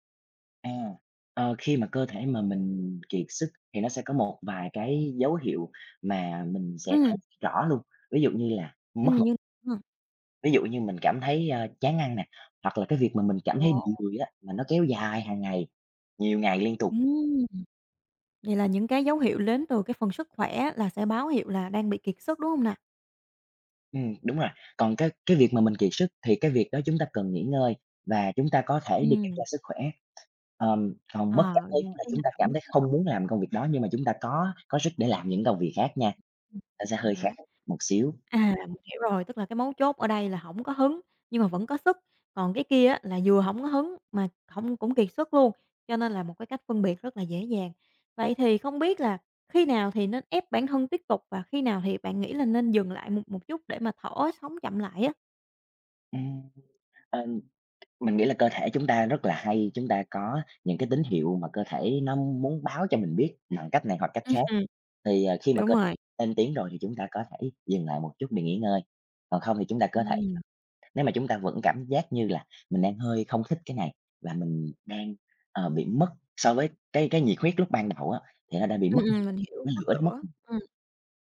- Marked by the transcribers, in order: tapping; other background noise; chuckle; unintelligible speech
- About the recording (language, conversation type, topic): Vietnamese, podcast, Làm sao bạn duy trì kỷ luật khi không có cảm hứng?